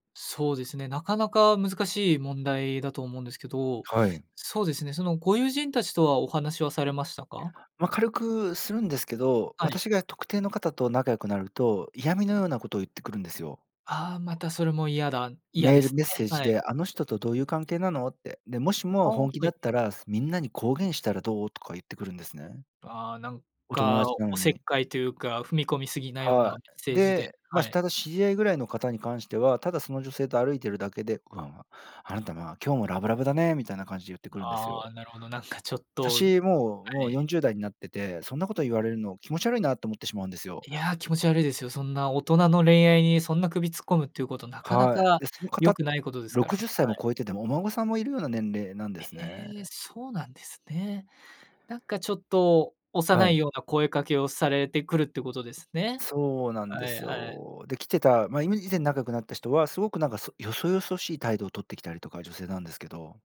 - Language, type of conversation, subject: Japanese, advice, 友情と恋愛を両立させるうえで、どちらを優先すべきか迷ったときはどうすればいいですか？
- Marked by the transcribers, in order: disgusted: "気持ち悪いな"